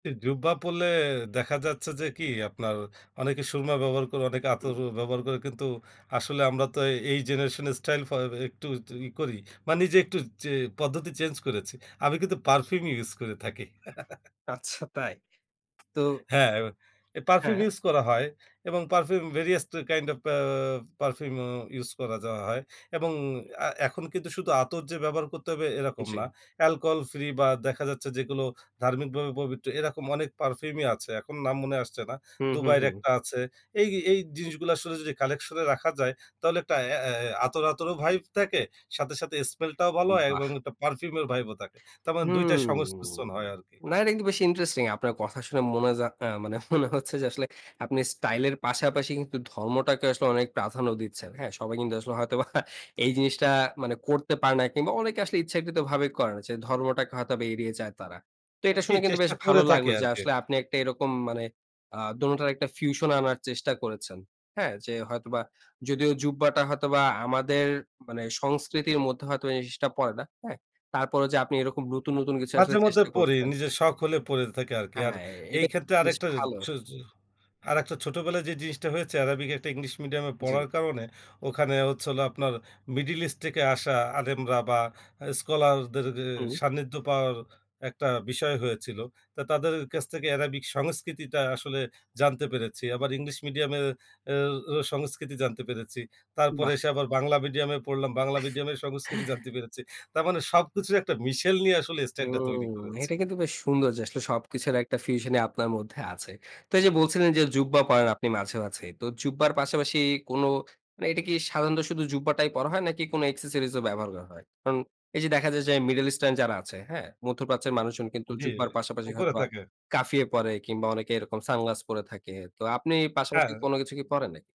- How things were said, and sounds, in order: chuckle; other background noise; in English: "ভেরিয়াস কাইন্ড অফ"; drawn out: "হুম"; chuckle; laughing while speaking: "মানে মনে হচ্ছে যে"; laughing while speaking: "হয়তোবা"; chuckle; tapping
- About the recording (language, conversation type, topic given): Bengali, podcast, তুমি নিজের স্টাইল কীভাবে গড়ে তোলো?